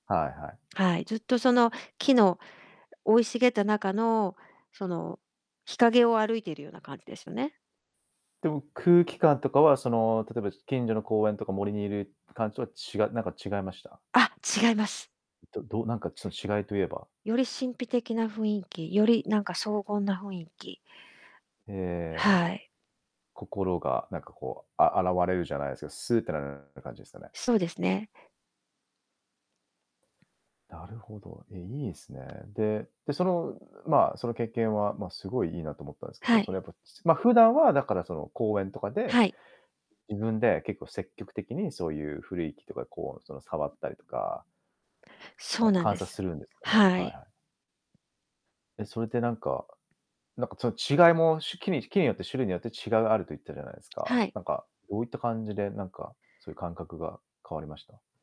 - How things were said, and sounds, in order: distorted speech; tapping
- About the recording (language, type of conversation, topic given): Japanese, podcast, 古い木に触れたとき、どんな気持ちになりますか？